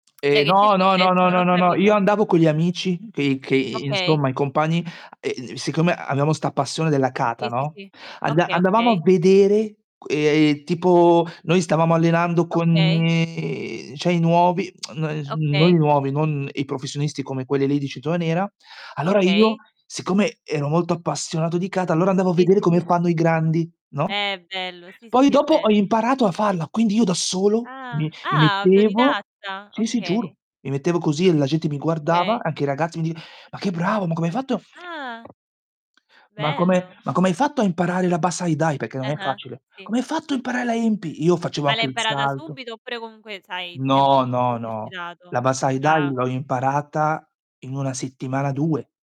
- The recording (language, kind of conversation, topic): Italian, unstructured, Qual è il tuo sport preferito e perché?
- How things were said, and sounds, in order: tongue click; distorted speech; in Japanese: "kata"; drawn out: "uhm"; tongue click; in Japanese: "kata"; put-on voice: "Ma che bravo, ma come … la Bassai Dai?"; other background noise; put-on voice: "Come hai fatto a imparare la Enpi?"